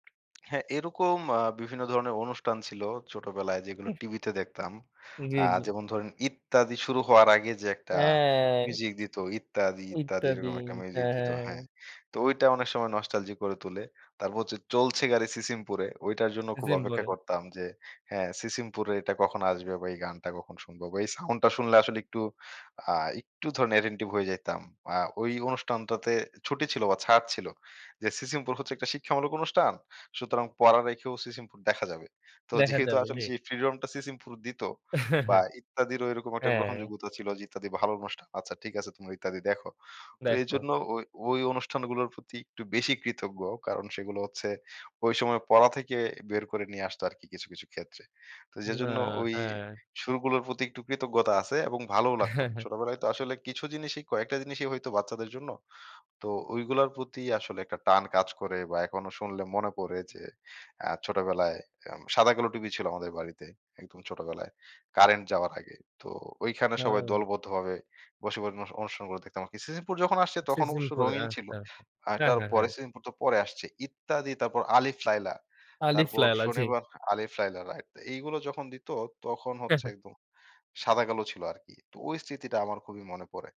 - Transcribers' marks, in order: tapping; drawn out: "হ্যাঁ"; "নস্টালজিক" said as "নস্টালজি"; laughing while speaking: "যেহেতু আসলে সেই"; chuckle; laughing while speaking: "হ্যাঁ, হ্যাঁ"; unintelligible speech
- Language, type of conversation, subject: Bengali, podcast, কোন গান বা সুর শুনলে আপনার পুরনো স্মৃতি ফিরে আসে?